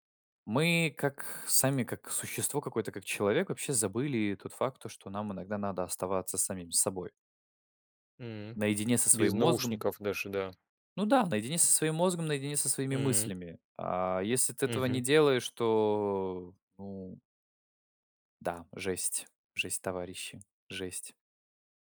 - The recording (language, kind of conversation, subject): Russian, unstructured, Что помогает вам поднять настроение в трудные моменты?
- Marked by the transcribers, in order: other background noise